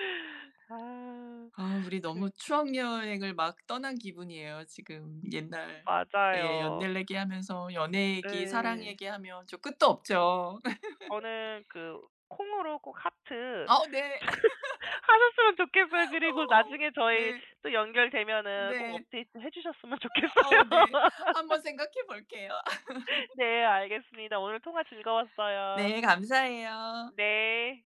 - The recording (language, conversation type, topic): Korean, unstructured, 사랑을 가장 잘 표현하는 방법은 무엇인가요?
- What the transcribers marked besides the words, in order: "옛날" said as "연날"; laugh; laugh; laughing while speaking: "아으 네. 어"; laugh; laughing while speaking: "좋겠어요"; laugh; other background noise; background speech